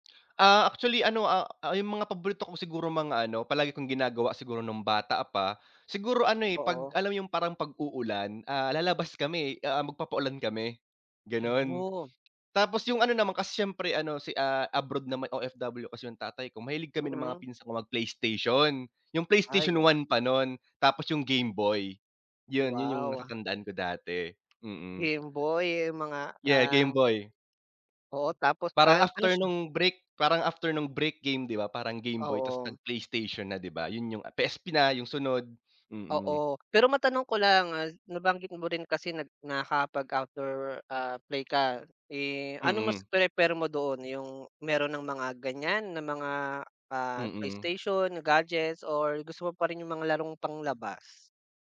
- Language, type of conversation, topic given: Filipino, unstructured, Ano ang pinakaunang alaala mo noong bata ka pa?
- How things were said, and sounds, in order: unintelligible speech; tapping